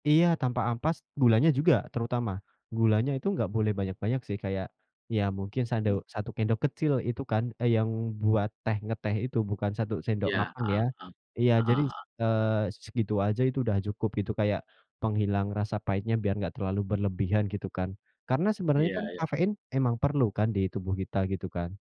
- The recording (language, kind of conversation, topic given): Indonesian, unstructured, Apa makanan favoritmu, dan mengapa kamu menyukainya?
- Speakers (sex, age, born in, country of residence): female, 18-19, Indonesia, Indonesia; male, 40-44, Indonesia, Indonesia
- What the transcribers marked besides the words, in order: "sendok" said as "kendo"; other background noise